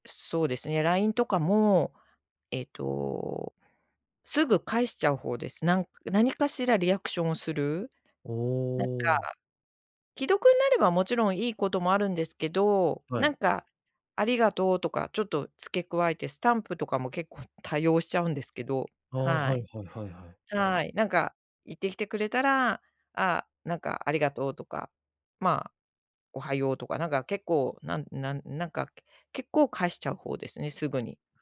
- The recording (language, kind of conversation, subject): Japanese, podcast, 返信の速さはどれくらい意識していますか？
- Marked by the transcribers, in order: none